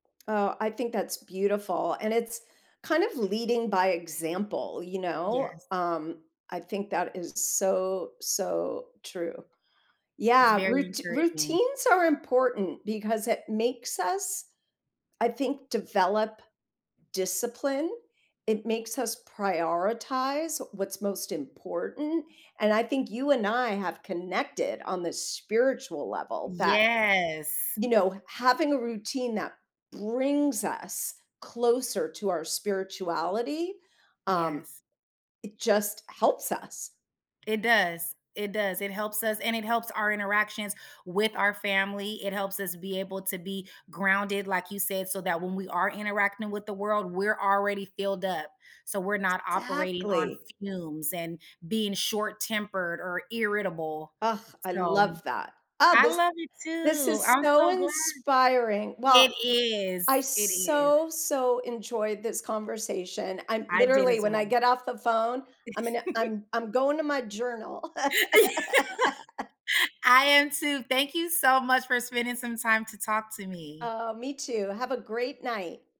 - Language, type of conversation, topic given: English, unstructured, What simple habit has made your everyday life better?
- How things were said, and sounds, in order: other background noise; chuckle; laugh